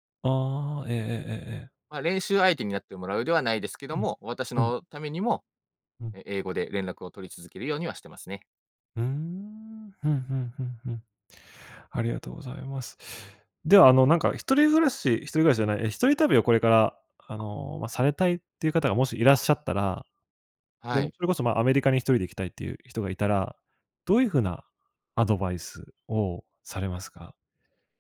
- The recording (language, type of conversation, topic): Japanese, podcast, 初めての一人旅で学んだことは何ですか？
- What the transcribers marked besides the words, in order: none